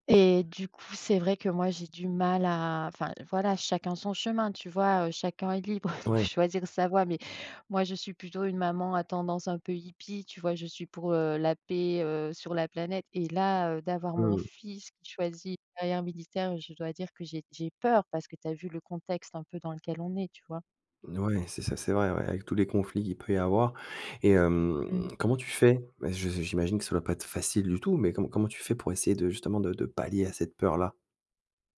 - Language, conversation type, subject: French, podcast, As-tu eu peur, et comment as-tu réussi à la surmonter ?
- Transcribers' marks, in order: other background noise; chuckle